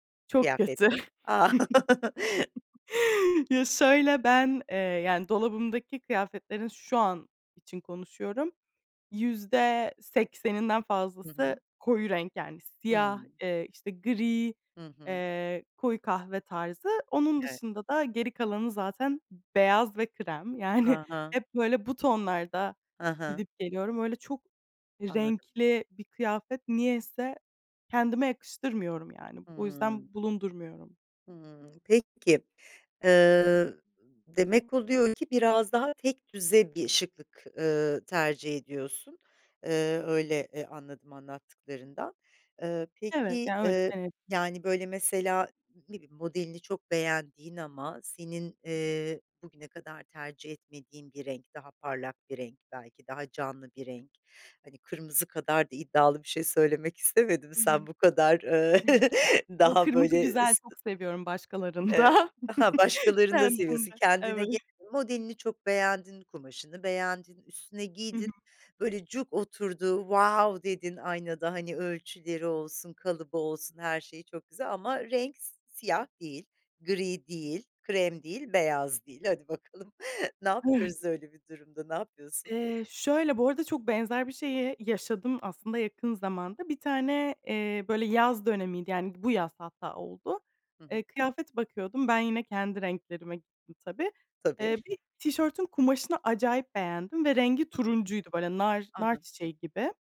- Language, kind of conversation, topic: Turkish, podcast, Özgüven ile giyinme tarzı arasındaki ilişkiyi nasıl açıklarsın?
- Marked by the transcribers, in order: chuckle; laugh; laughing while speaking: "Yani"; chuckle; chuckle; laughing while speaking: "Kendimde Evet"; in English: "wow"; unintelligible speech; other background noise